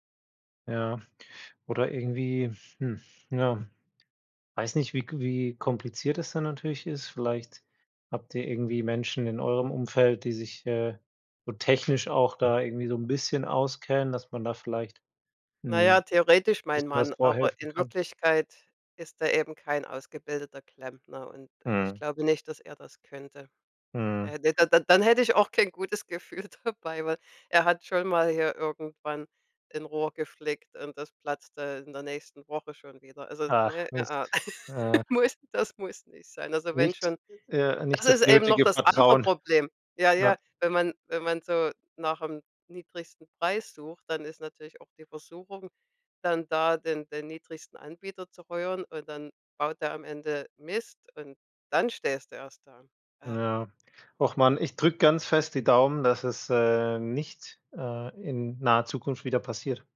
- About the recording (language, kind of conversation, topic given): German, advice, Soll ich meine Schulden zuerst abbauen oder mir eine größere Anschaffung leisten?
- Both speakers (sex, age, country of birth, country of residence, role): female, 55-59, Germany, United States, user; male, 30-34, Germany, Germany, advisor
- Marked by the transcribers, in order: other background noise; laughing while speaking: "gutes Gefühl"; giggle; laughing while speaking: "muss"; stressed: "Das ist eben noch das andere Problem"; stressed: "dann"